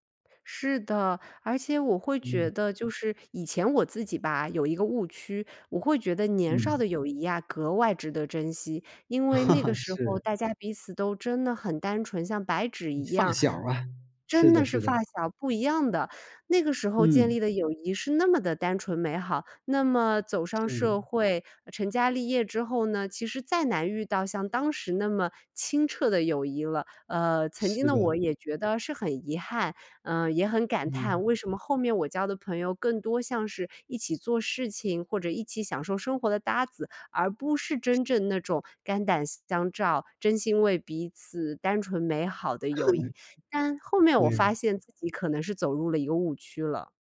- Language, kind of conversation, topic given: Chinese, podcast, 你觉得什么样的友谊最值得珍惜？
- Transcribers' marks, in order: chuckle; other background noise; other noise